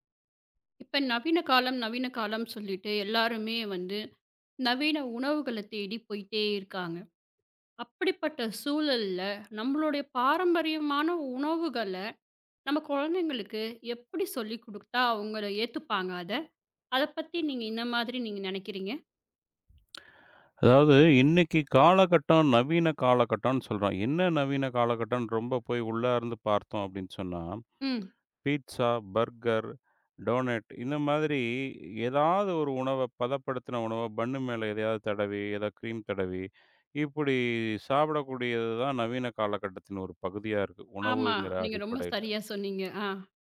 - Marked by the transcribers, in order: tapping; "ஏன்னா" said as "இன்னா"; other noise; in English: "பீட்ஸா, பர்கர், டோனட்"; in English: "பன்னு"; in English: "க்ரீம்"; drawn out: "இப்படி"
- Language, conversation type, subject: Tamil, podcast, பாரம்பரிய உணவுகளை அடுத்த தலைமுறைக்கு எப்படிக் கற்றுக்கொடுப்பீர்கள்?